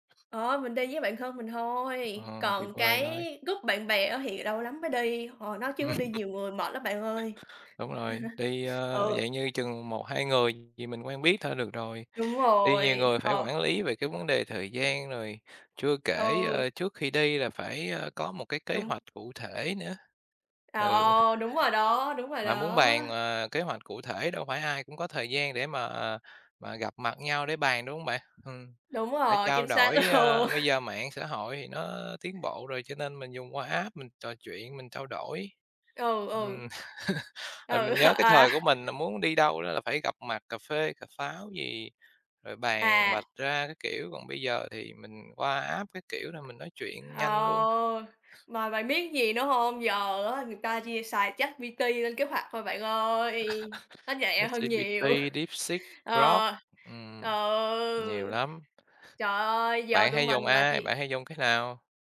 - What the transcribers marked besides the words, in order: other background noise; in English: "group"; chuckle; other noise; tapping; chuckle; chuckle; laughing while speaking: "luôn"; in English: "app"; chuckle; chuckle; in English: "app"; "ChatGPT" said as "ChatPT"; chuckle; chuckle
- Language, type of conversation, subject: Vietnamese, unstructured, Bạn có đồng ý rằng công nghệ đang tạo ra áp lực tâm lý cho giới trẻ không?